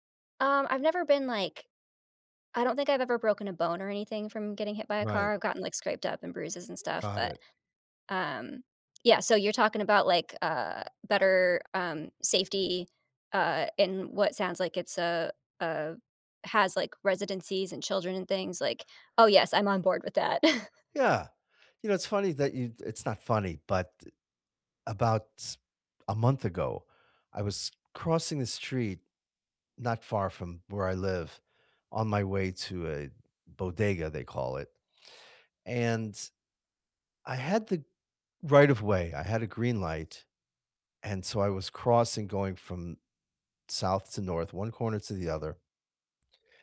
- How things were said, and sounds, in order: chuckle
- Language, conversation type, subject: English, unstructured, What changes would improve your local community the most?